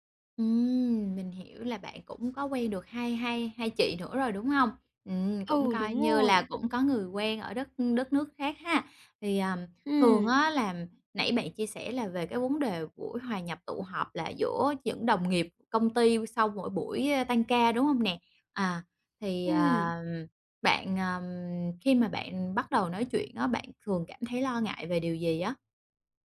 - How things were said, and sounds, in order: other background noise
- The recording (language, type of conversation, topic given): Vietnamese, advice, Làm sao để tôi dễ hòa nhập hơn khi tham gia buổi gặp mặt?
- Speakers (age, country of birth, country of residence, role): 20-24, Vietnam, Japan, user; 30-34, Vietnam, Vietnam, advisor